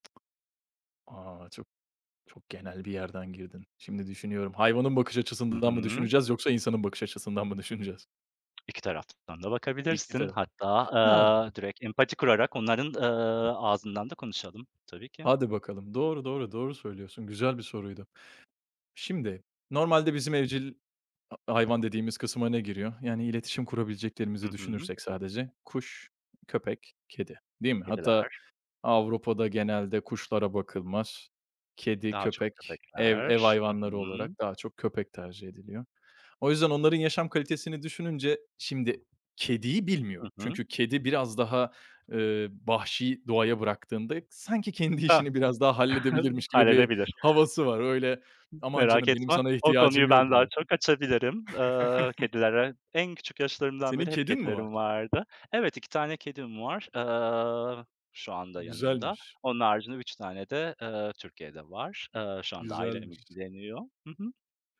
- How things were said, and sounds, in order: tapping; other background noise; laughing while speaking: "kendi işini"; chuckle; chuckle
- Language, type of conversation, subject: Turkish, unstructured, Bir hayvana bakmak neden önemlidir?